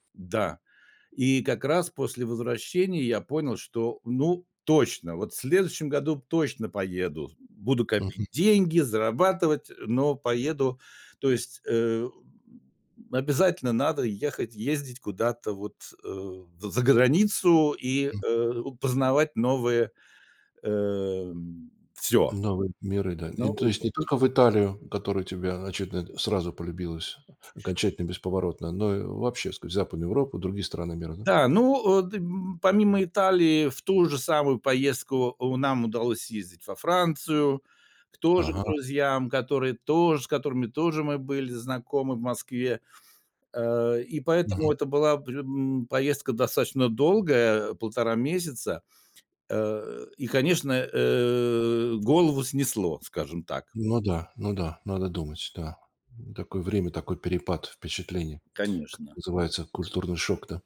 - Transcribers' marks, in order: unintelligible speech; other background noise
- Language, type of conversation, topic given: Russian, podcast, О каком путешествии, которое по‑настоящему изменило тебя, ты мог(ла) бы рассказать?